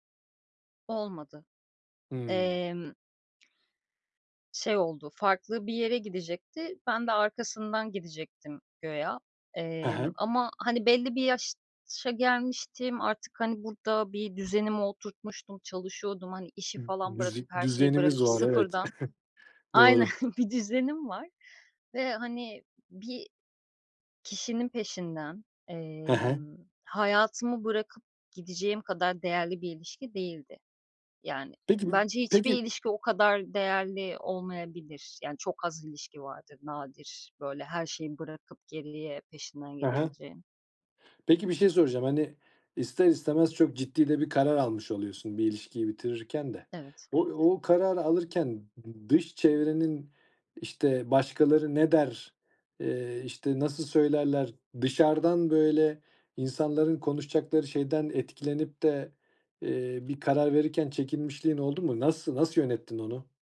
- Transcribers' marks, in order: "güya" said as "göya"; background speech; chuckle; laughing while speaking: "Aynen"
- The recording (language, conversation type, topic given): Turkish, podcast, Bir ilişkiye devam edip etmemeye nasıl karar verilir?